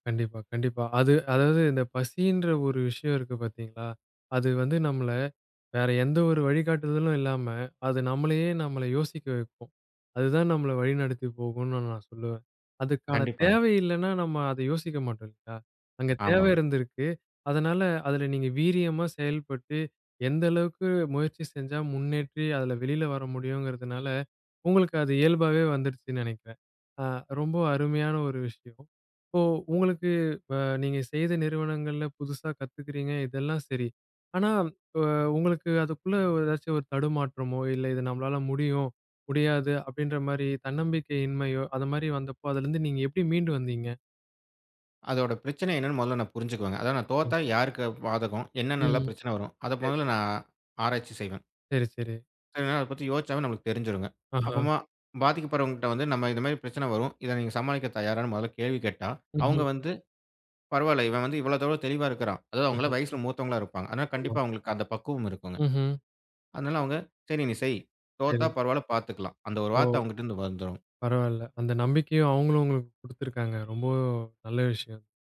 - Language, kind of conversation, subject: Tamil, podcast, மறுபடியும் கற்றுக்கொள்ளத் தொடங்க உங்களுக்கு ஊக்கம் எப்படி கிடைத்தது?
- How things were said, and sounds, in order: drawn out: "ஆனா"